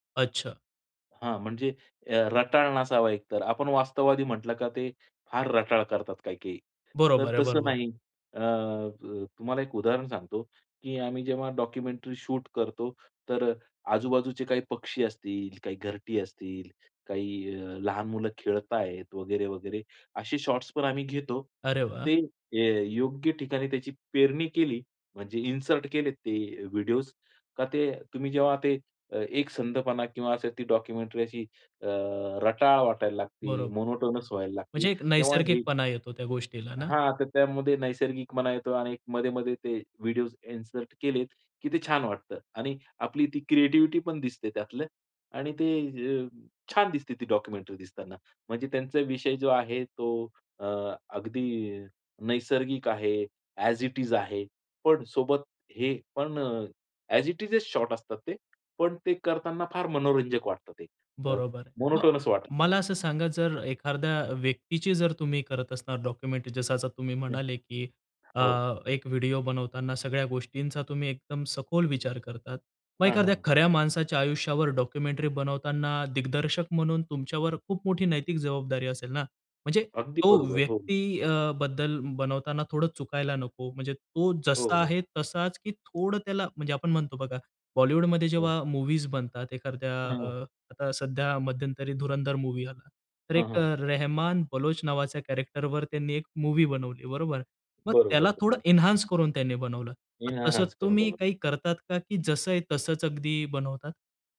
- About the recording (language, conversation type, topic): Marathi, podcast, तुमची सर्जनशील प्रक्रिया साध्या शब्दांत सांगाल का?
- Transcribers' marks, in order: in English: "डॉक्युमेंटरी शूट"; in English: "शॉट्स"; in English: "इन्सर्ट"; in English: "व्हिडिओज"; in English: "डॉक्युमेंटरी"; in English: "मोनोटोनस"; in English: "इन्सर्ट"; in English: "क्रिएटिव्हिटी"; in English: "डॉक्युमेंटरी"; in English: "ॲज इट इज"; in English: "ॲज इट इजच शॉर्ट"; in English: "मोनोटोनस"; in English: "डॉक्युमेंटरी"; in English: "डॉक्युमेंटरी"; in English: "मूवीज"; in English: "मूव्ही"; in English: "कॅरेक्टरवर"; in English: "मूव्ही"; in English: "एन्हान्स"; in English: "इनहान्स"; "एन्हान्स" said as "इनहान्स"